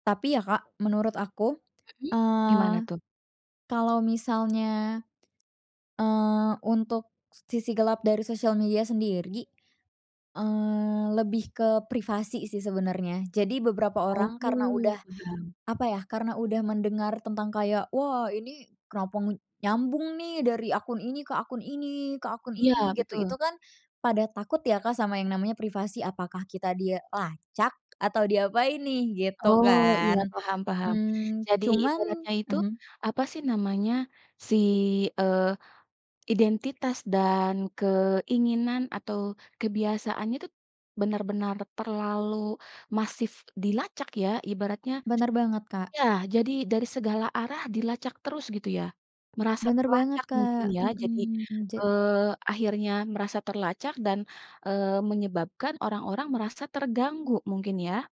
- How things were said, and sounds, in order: tapping; other background noise
- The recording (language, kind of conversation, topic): Indonesian, podcast, Menurutmu, apa peran media sosial dalam meningkatkan popularitas sebuah acara TV?